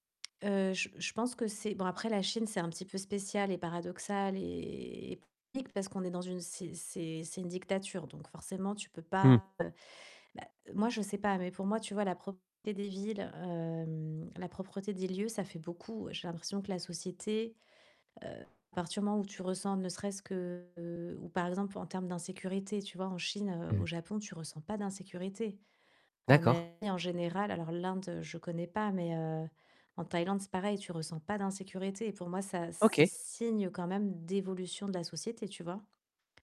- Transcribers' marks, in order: distorted speech; tapping
- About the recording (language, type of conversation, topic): French, podcast, Raconte un voyage qui t’a vraiment changé : qu’as-tu appris ?